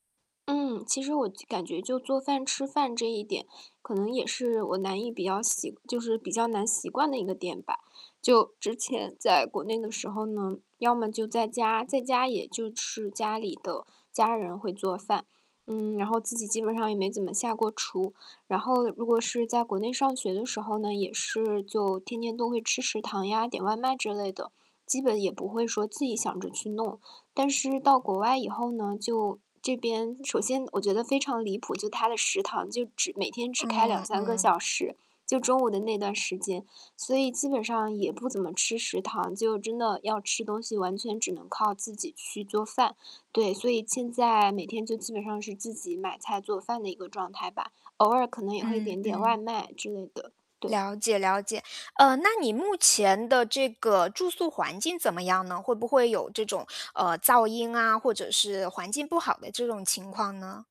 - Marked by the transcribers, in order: static; distorted speech
- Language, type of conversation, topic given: Chinese, advice, 我该如何调整生活习惯以适应新环境？